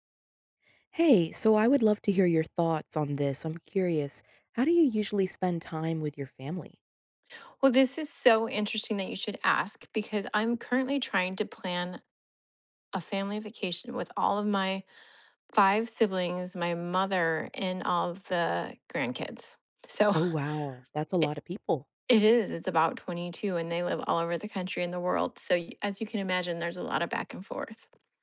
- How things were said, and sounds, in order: laughing while speaking: "so"; tapping
- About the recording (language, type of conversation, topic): English, unstructured, How do you usually spend time with your family?